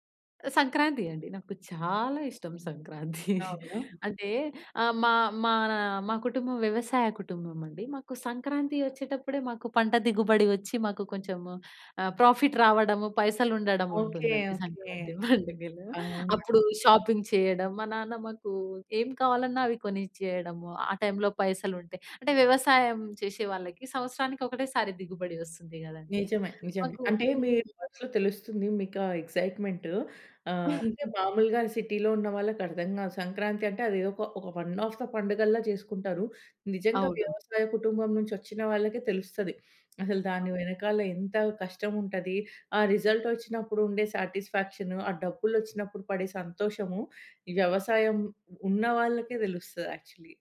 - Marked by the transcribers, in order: chuckle; tapping; in English: "ప్రాఫిట్"; laughing while speaking: "పండుగలో"; in English: "షాపింగ్"; in English: "ఎక్సైట్‌మెంట్"; chuckle; in English: "సిటీ‌లో"; in English: "వన్ ఆఫ్ ద"; other background noise; in English: "యాక్చల్లీ"
- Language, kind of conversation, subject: Telugu, podcast, మన పండుగలు ఋతువులతో ఎలా ముడిపడి ఉంటాయనిపిస్తుంది?